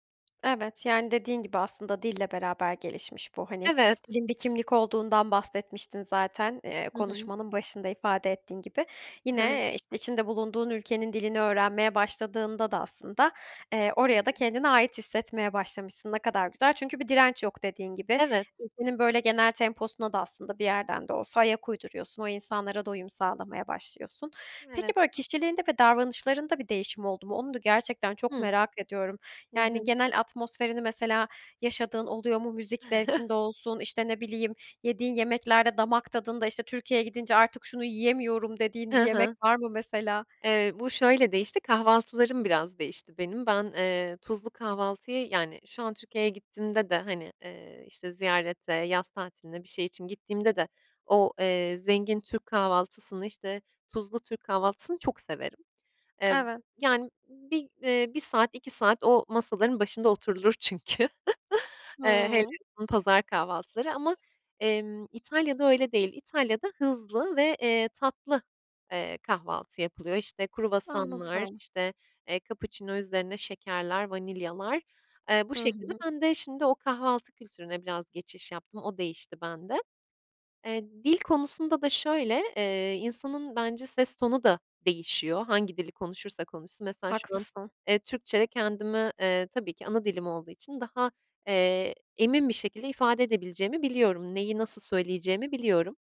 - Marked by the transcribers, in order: tapping; other background noise; chuckle; chuckle
- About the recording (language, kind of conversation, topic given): Turkish, podcast, Dil senin için bir kimlik meselesi mi; bu konuda nasıl hissediyorsun?